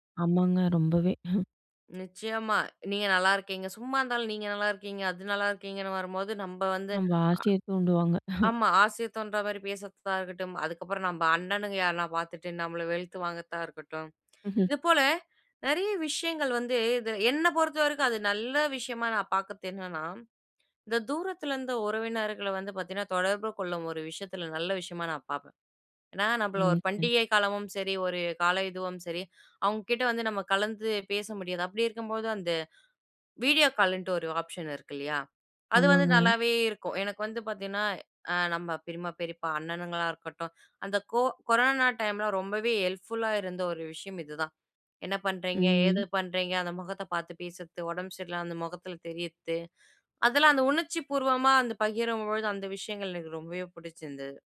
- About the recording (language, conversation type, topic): Tamil, podcast, பணியும் தனிப்பட்ட வாழ்க்கையும் டிஜிட்டல் வழியாக கலந்துபோகும்போது, நீங்கள் எல்லைகளை எப்படி அமைக்கிறீர்கள்?
- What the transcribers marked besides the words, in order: chuckle; chuckle; chuckle; other background noise